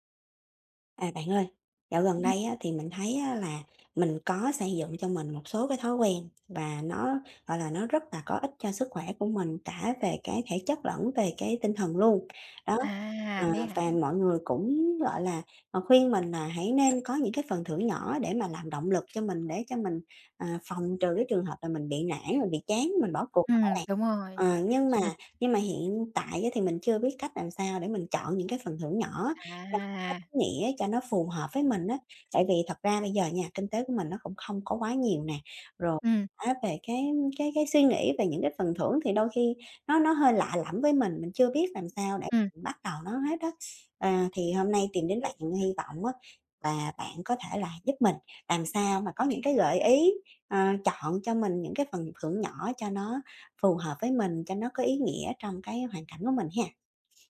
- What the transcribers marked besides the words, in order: tapping; other background noise
- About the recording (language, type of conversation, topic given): Vietnamese, advice, Làm sao tôi có thể chọn một phần thưởng nhỏ nhưng thật sự có ý nghĩa cho thói quen mới?